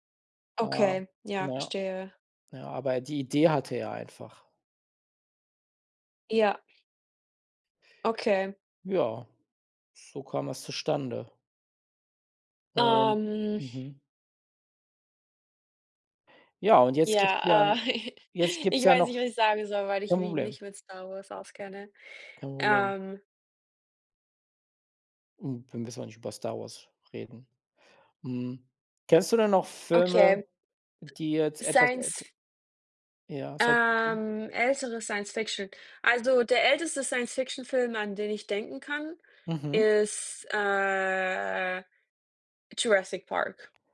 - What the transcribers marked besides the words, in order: chuckle; drawn out: "äh"
- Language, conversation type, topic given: German, unstructured, Wie hat sich die Darstellung von Technologie in Filmen im Laufe der Jahre entwickelt?